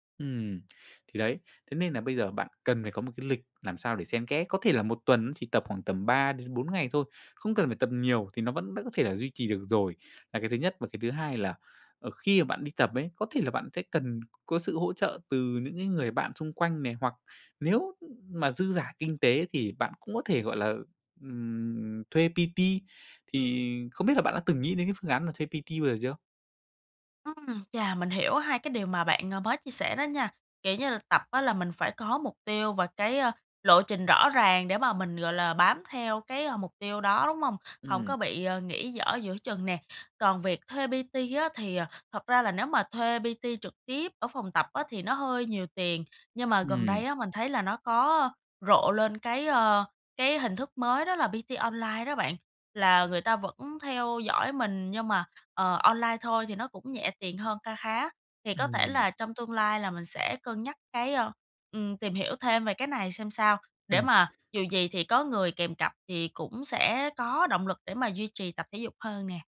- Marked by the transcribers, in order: tapping; other background noise; in English: "P-T"; in English: "P-T"; in English: "P-T"; in English: "P-T"; in English: "P-T"
- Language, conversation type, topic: Vietnamese, advice, Vì sao bạn thiếu động lực để duy trì thói quen tập thể dục?